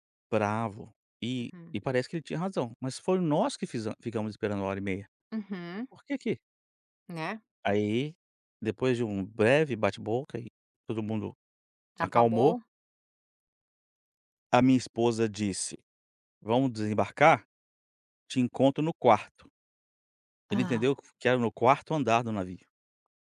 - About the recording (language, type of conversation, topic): Portuguese, podcast, Você já interpretou mal alguma mensagem de texto? O que aconteceu?
- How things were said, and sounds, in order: none